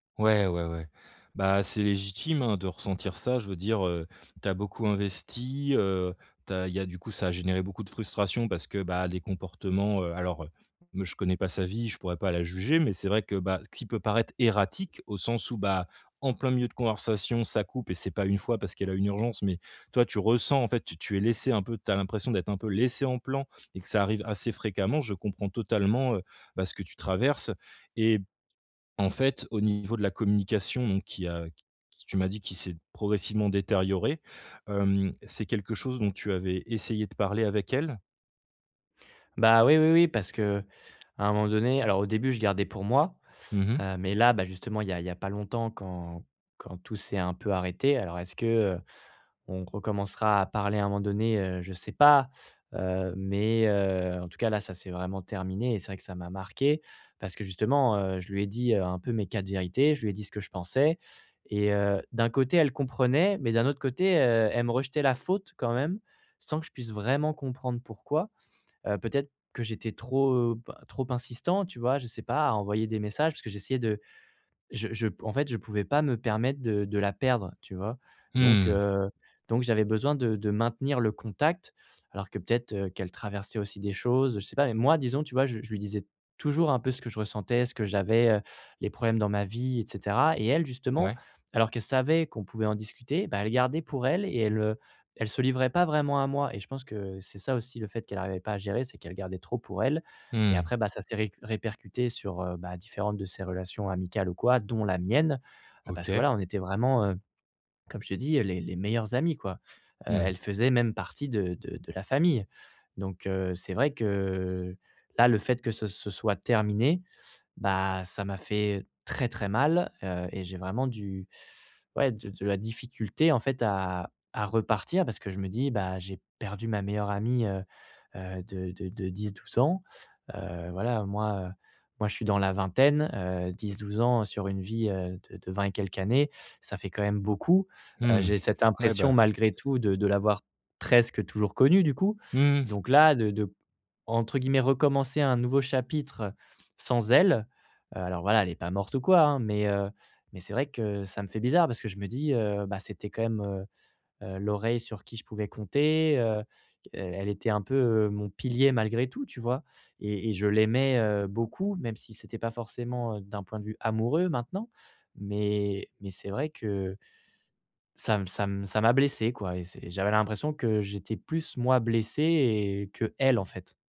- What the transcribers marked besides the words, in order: stressed: "pas"; stressed: "mienne"; drawn out: "que"; stressed: "très très"; stressed: "presque"
- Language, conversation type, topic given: French, advice, Comment reconstruire ta vie quotidienne après la fin d’une longue relation ?